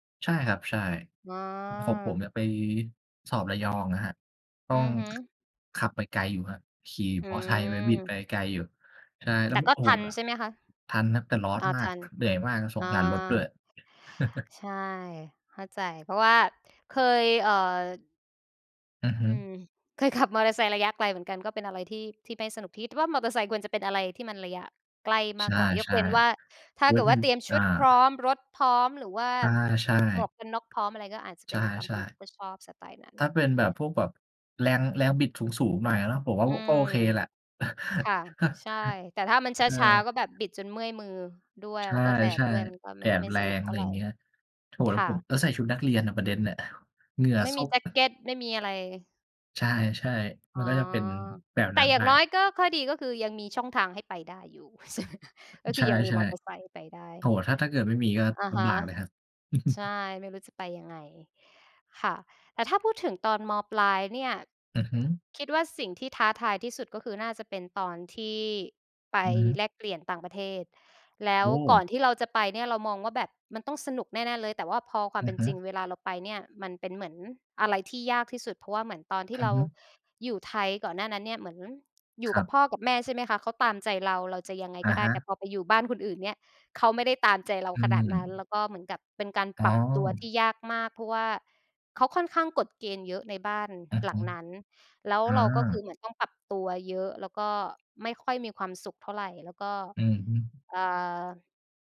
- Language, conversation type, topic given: Thai, unstructured, คุณอยากสอนตัวเองเมื่อสิบปีที่แล้วเรื่องอะไร?
- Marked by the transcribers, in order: other background noise; tapping; laugh; "คิด" said as "ที๊ด"; chuckle; chuckle; chuckle; chuckle